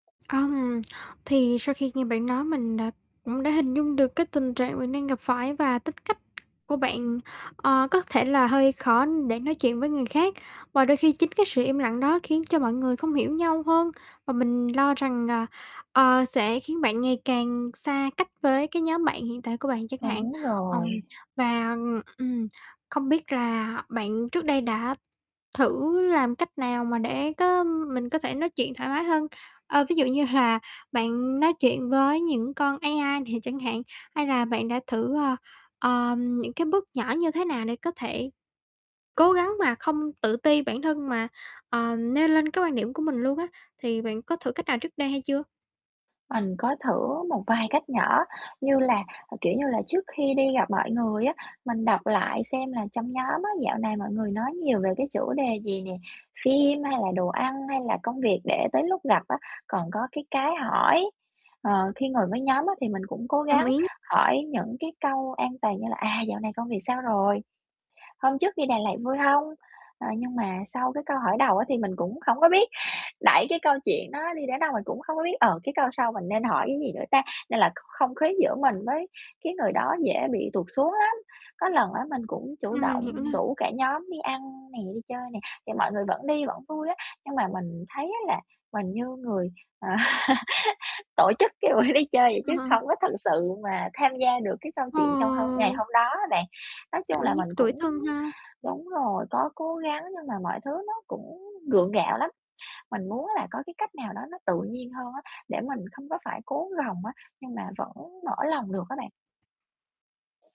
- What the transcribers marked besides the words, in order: other background noise; laughing while speaking: "là"; laughing while speaking: "nè chẳng hạn"; tapping; distorted speech; laughing while speaking: "à"; laughing while speaking: "cái buổi đi chơi"
- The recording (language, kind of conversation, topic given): Vietnamese, advice, Làm sao để dễ hòa nhập và giao tiếp tốt hơn trong nhóm bạn thân?